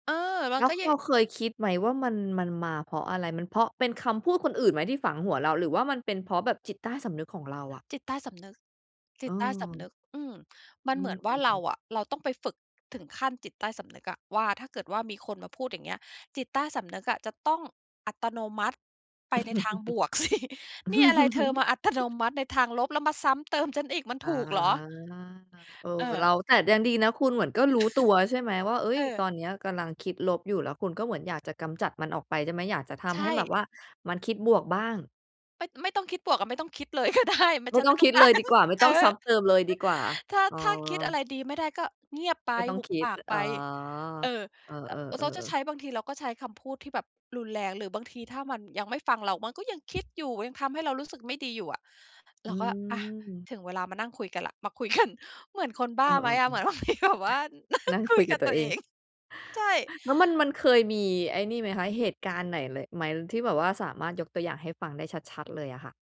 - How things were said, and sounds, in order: chuckle; laughing while speaking: "สิ"; chuckle; laughing while speaking: "ก็ได้"; laughing while speaking: "การ"; other noise; tapping; laughing while speaking: "กัน"; chuckle; laughing while speaking: "เหมือนบางทีก็แบบว่านั่งคุยกับตัวเอง"
- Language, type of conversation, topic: Thai, podcast, คุณจัดการกับเสียงในหัวที่เป็นลบอย่างไร?